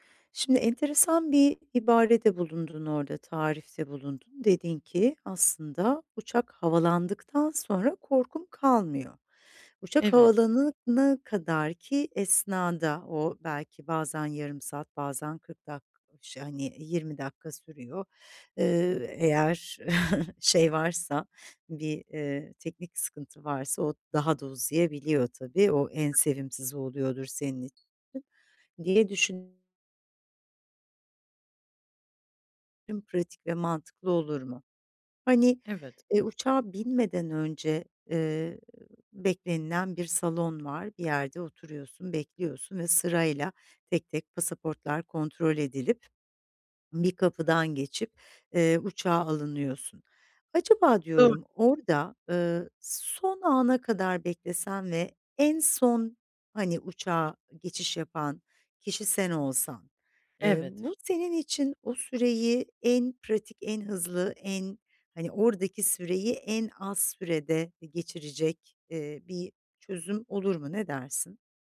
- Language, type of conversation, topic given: Turkish, advice, Tatil sırasında seyahat stresini ve belirsizlikleri nasıl yönetebilirim?
- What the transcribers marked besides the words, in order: other background noise; chuckle